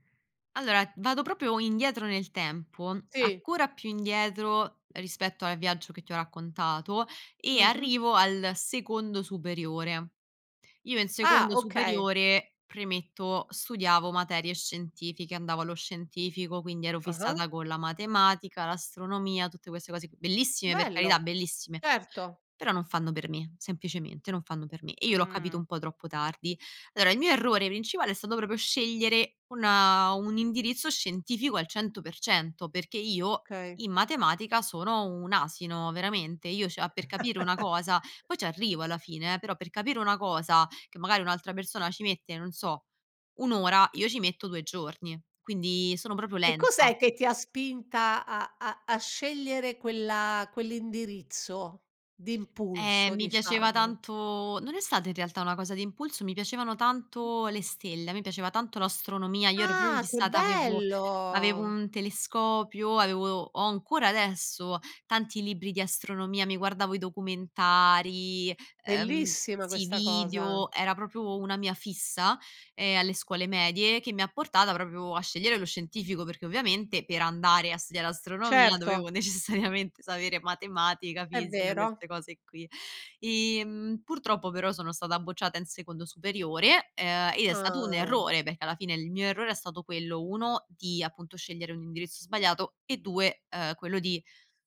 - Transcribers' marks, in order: "ancora" said as "accora"; other background noise; "Allora" said as "lora"; "cioè" said as "ceh"; chuckle; surprised: "Ah che bello!"; laughing while speaking: "necessariamente sapere"; drawn out: "Ah"
- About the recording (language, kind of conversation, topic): Italian, podcast, Raccontami di un errore che ti ha insegnato tanto?